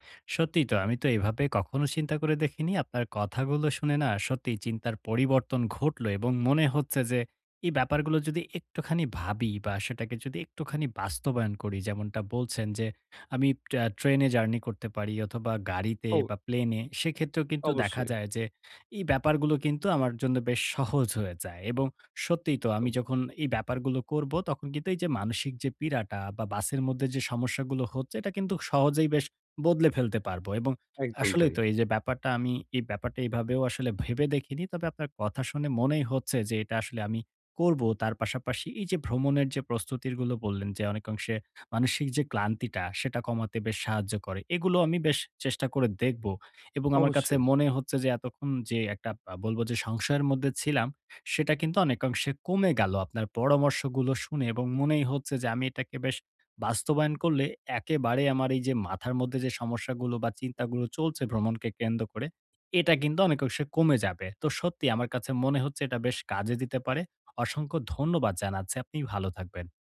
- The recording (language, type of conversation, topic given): Bengali, advice, ভ্রমণে আমি কেন এত ক্লান্তি ও মানসিক চাপ অনুভব করি?
- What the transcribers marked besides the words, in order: tapping